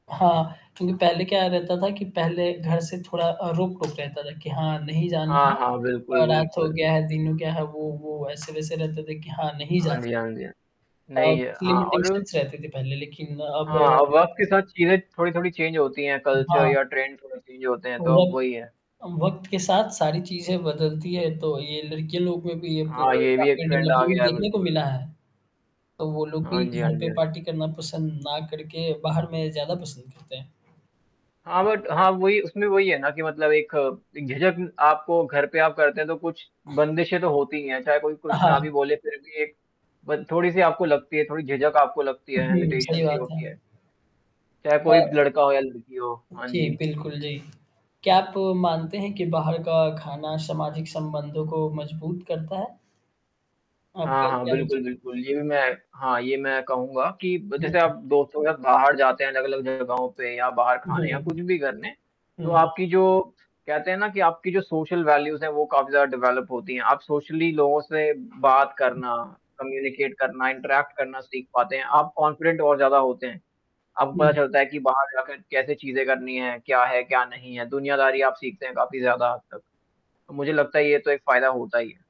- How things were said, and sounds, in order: static; tapping; distorted speech; in English: "लिमिटेशंस"; in English: "चेंज"; in English: "कल्चर"; in English: "ट्रेंड"; in English: "चेंज"; in English: "डेवलपमेंट"; in English: "ट्रेंड"; in English: "पार्टी"; in English: "बट"; other background noise; in English: "हेंज़िटेशन्स"; other street noise; in English: "सोशल वैल्यूज़"; in English: "डेवेलप"; in English: "सोशली"; in English: "कम्युनिकेट"; in English: "इंट्रैक्ट"; in English: "कॉन्फिडेंट"
- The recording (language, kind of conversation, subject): Hindi, unstructured, आपको दोस्तों के साथ बाहर खाना पसंद है या घर पर पार्टी करना?